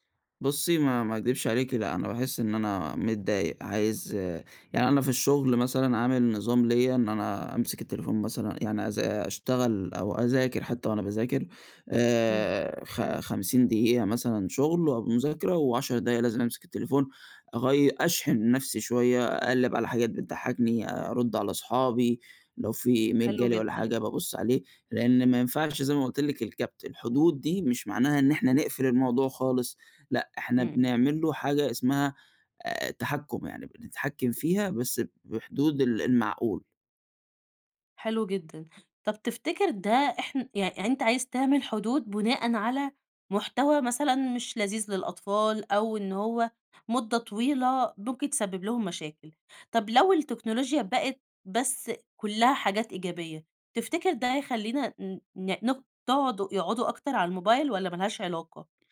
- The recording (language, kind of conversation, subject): Arabic, podcast, إزاي بتحدد حدود لاستخدام التكنولوجيا مع أسرتك؟
- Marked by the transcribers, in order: in English: "إيميل"; other background noise